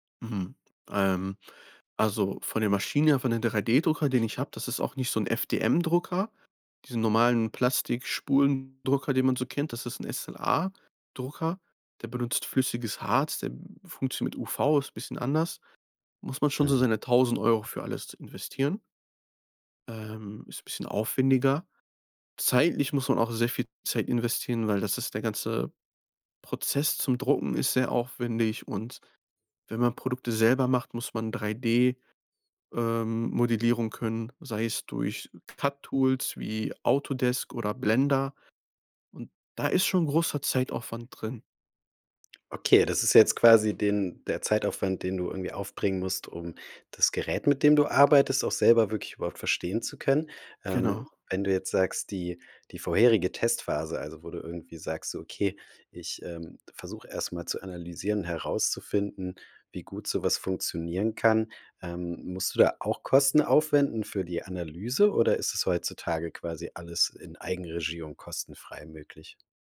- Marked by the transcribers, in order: other noise; stressed: "Zeitlich"
- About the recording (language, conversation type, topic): German, podcast, Wie testest du Ideen schnell und günstig?